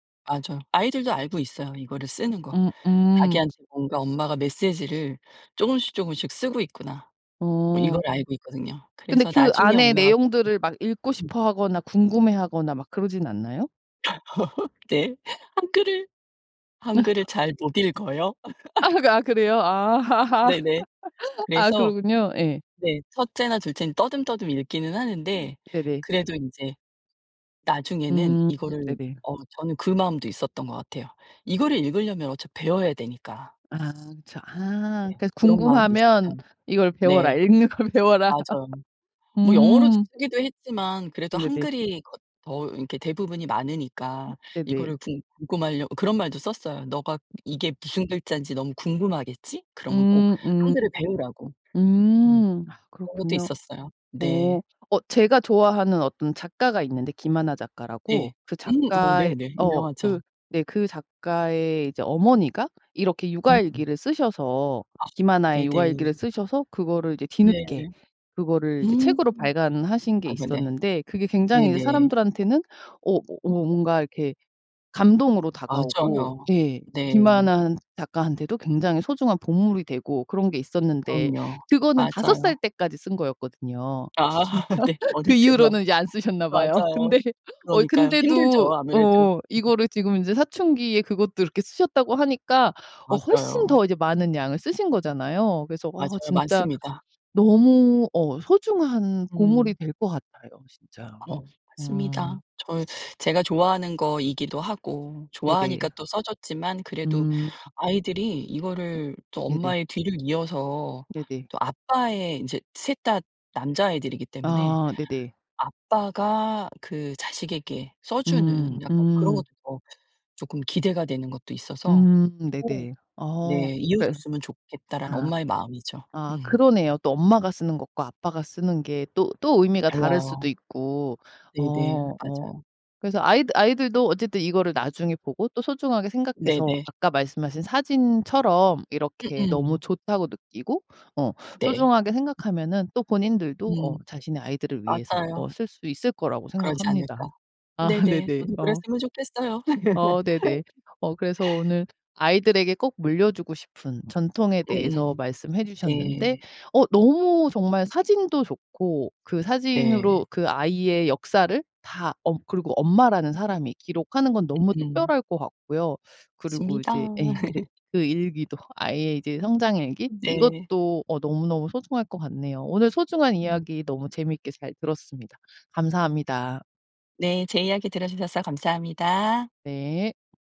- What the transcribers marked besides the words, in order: other background noise; tapping; laugh; laugh; laughing while speaking: "아 그렇군요"; laughing while speaking: "읽는 걸 배워라"; laugh; "궁금하라고" said as "궁금할려고"; laugh; laughing while speaking: "아 네. 어릴 때만. 맞아요"; laughing while speaking: "그 이후로는 이제 안 쓰셨나 봐요. 근데"; laugh; laugh; laughing while speaking: "아 네네"; laugh; laugh
- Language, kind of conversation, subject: Korean, podcast, 아이들에게 꼭 물려주고 싶은 전통이 있나요?